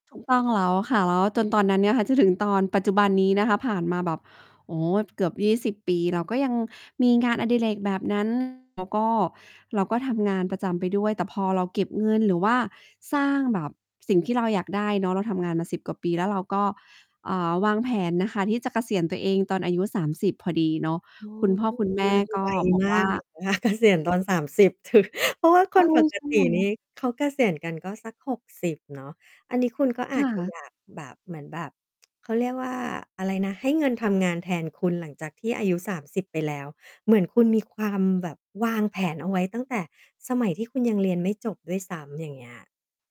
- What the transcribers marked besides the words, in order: distorted speech; laughing while speaking: "คะ เกษียณ"; laughing while speaking: "ถือ"
- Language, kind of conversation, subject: Thai, podcast, ครอบครัวคาดหวังให้คุณเลือกอาชีพแบบไหน?